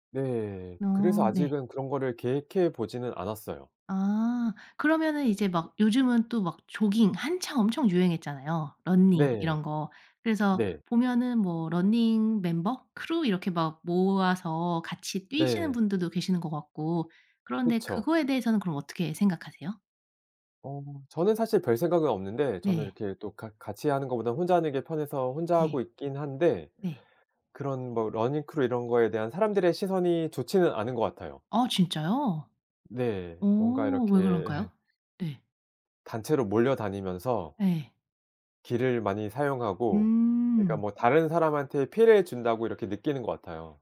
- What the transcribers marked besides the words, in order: tapping; laugh; other background noise
- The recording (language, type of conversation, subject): Korean, podcast, 규칙적으로 운동하는 습관은 어떻게 만들었어요?